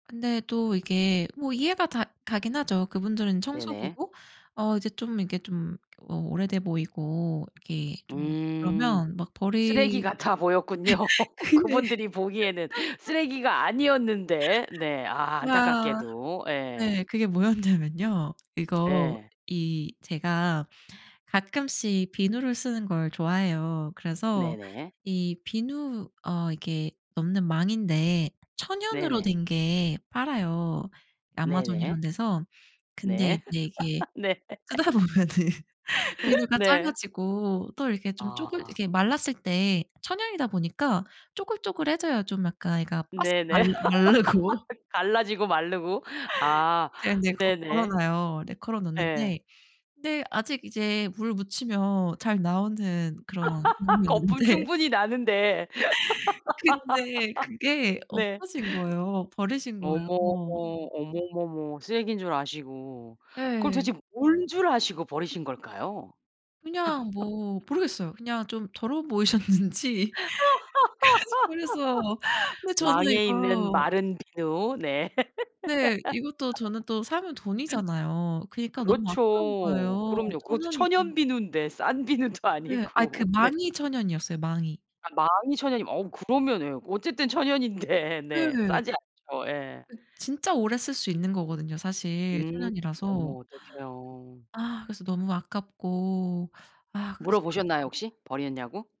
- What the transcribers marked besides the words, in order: tapping; laughing while speaking: "보였군요"; laughing while speaking: "근데"; chuckle; laughing while speaking: "뭐였냐면요"; laughing while speaking: "쓰다 보면은"; chuckle; laughing while speaking: "네"; laugh; laugh; laughing while speaking: "경우였는데"; laugh; chuckle; laugh; laughing while speaking: "보이셨는지 그래서"; giggle; other background noise; laughing while speaking: "비누도 아니고"
- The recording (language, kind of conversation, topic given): Korean, podcast, 집을 정리할 때 보통 어디서부터 시작하시나요?